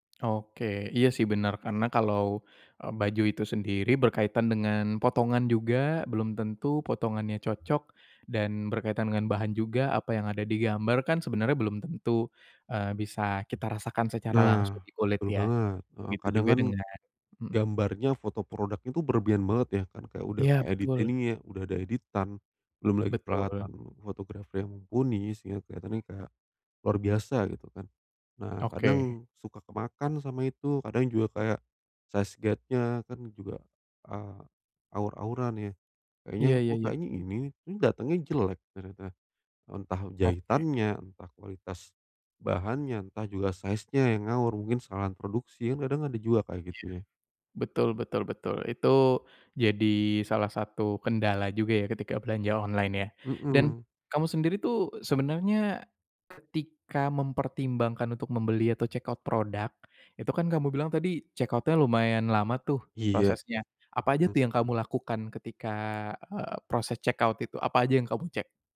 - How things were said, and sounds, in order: tapping; in English: "size guide-nya"; in English: "size"; other background noise; in English: "check out"; in English: "check out-nya"; in English: "check out"
- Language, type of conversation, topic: Indonesian, advice, Bagaimana cara mengetahui kualitas barang saat berbelanja?